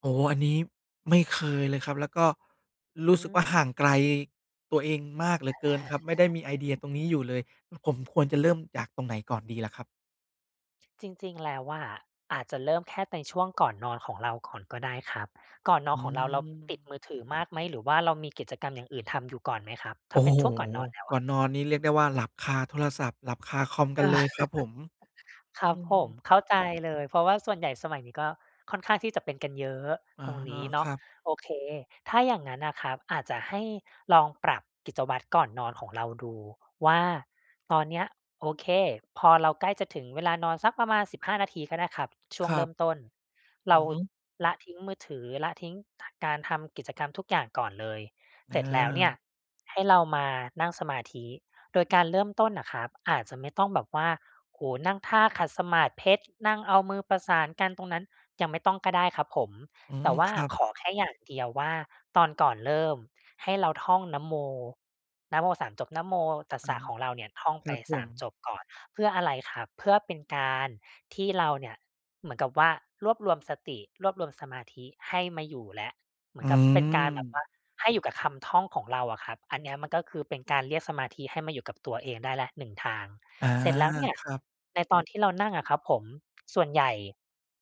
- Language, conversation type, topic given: Thai, advice, ทำไมฉันถึงอยู่กับปัจจุบันไม่ได้และเผลอเหม่อคิดเรื่องอื่นตลอดเวลา?
- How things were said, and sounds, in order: chuckle; other background noise; laughing while speaking: "เออ"